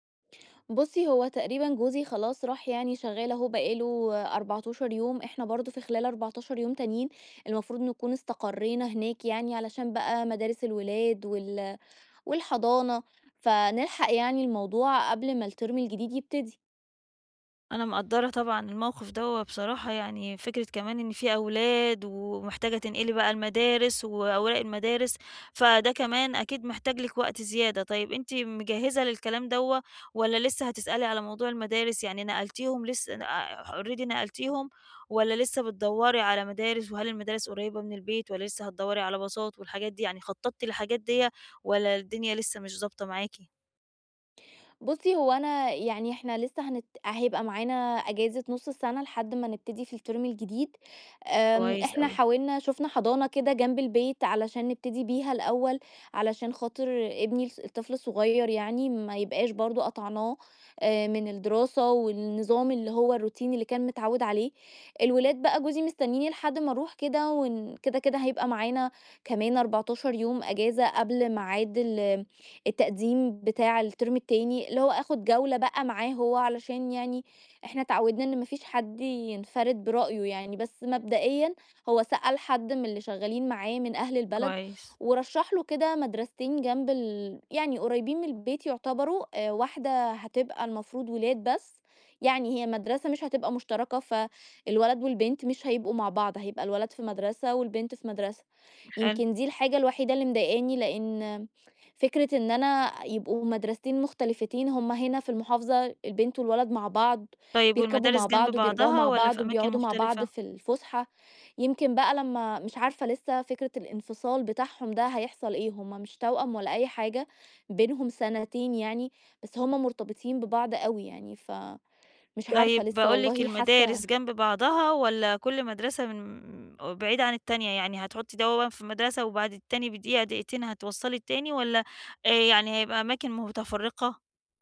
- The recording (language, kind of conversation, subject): Arabic, advice, إزاي أنظم ميزانيتي وأدير وقتي كويس خلال فترة الانتقال؟
- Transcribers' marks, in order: in English: "الترم"; in English: "already"; in English: "الترم"; tapping; in English: "الروتين"; in English: "الترم"